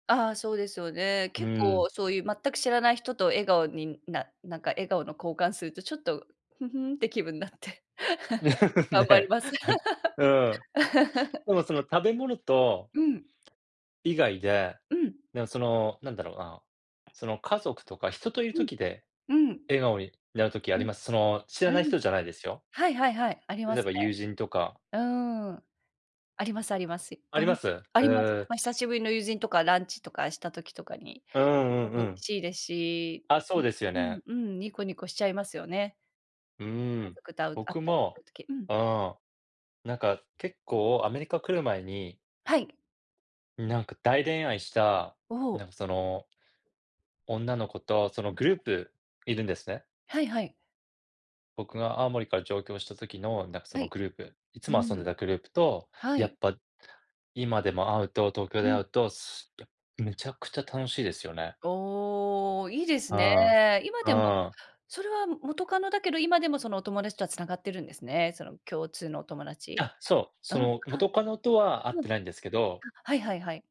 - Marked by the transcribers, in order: laugh; laughing while speaking: "ね"; laughing while speaking: "気分になって"; chuckle; tapping; laugh; other background noise
- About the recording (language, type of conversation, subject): Japanese, unstructured, あなたの笑顔を引き出すものは何ですか？
- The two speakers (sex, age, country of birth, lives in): female, 40-44, Japan, United States; male, 40-44, Japan, United States